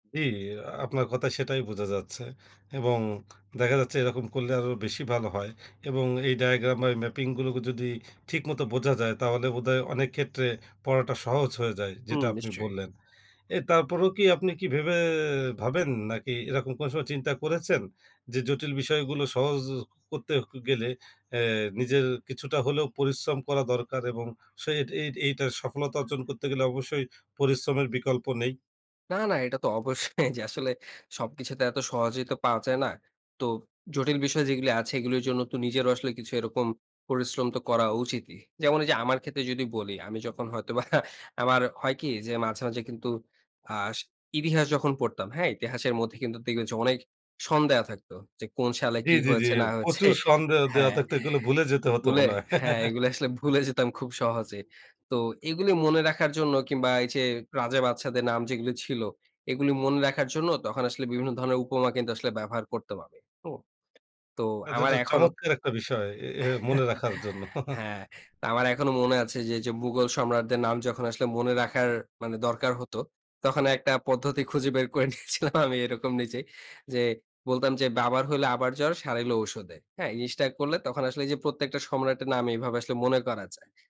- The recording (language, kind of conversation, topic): Bengali, podcast, কীভাবে জটিল বিষয়গুলোকে সহজভাবে বুঝতে ও ভাবতে শেখা যায়?
- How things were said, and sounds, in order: other background noise; laughing while speaking: "অবশ্যই"; chuckle; laughing while speaking: "হয়েছে"; chuckle; background speech; tapping; chuckle; laughing while speaking: "করে নিয়েছিলাম আমি এরকম নিজেই"